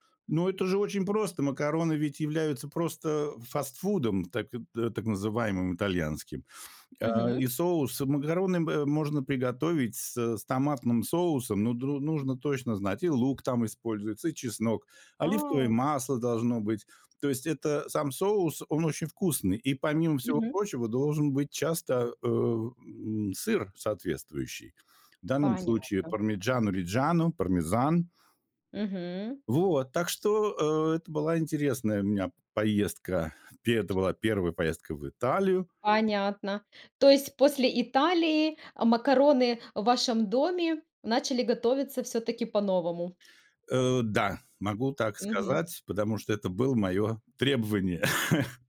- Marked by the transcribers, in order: other background noise; chuckle
- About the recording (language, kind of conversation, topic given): Russian, podcast, Какая еда за границей удивила тебя больше всего и почему?
- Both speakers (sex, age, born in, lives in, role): female, 35-39, Ukraine, Spain, host; male, 55-59, Russia, Germany, guest